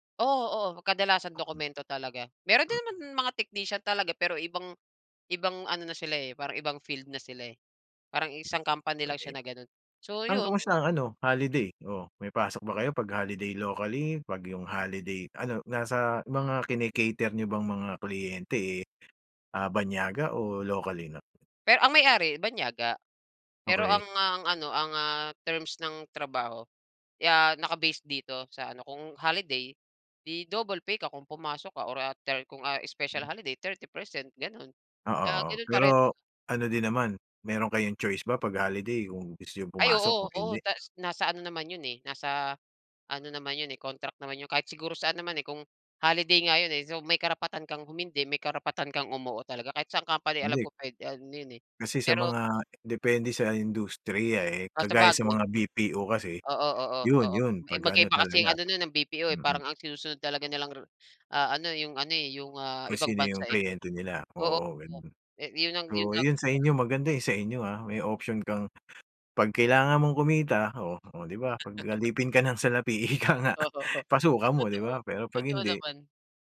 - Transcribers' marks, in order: other background noise; laugh; laughing while speaking: "ika nga"
- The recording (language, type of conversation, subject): Filipino, podcast, Paano mo pinangangalagaan ang oras para sa pamilya at sa trabaho?